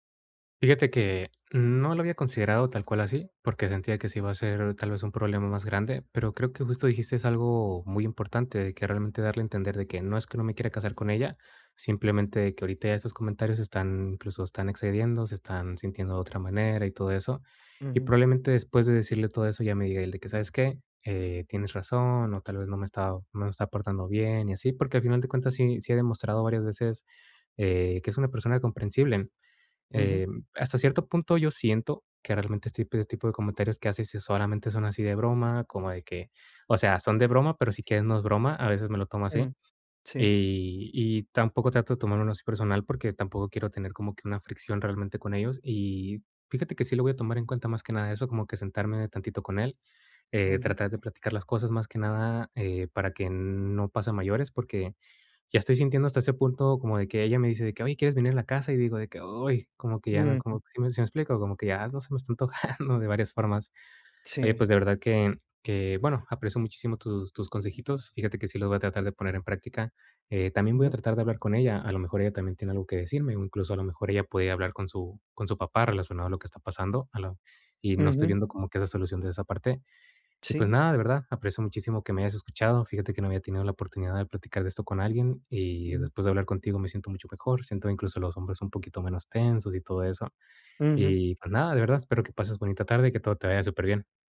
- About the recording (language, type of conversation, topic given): Spanish, advice, ¿Cómo afecta la presión de tu familia política a tu relación o a tus decisiones?
- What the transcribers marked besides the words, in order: none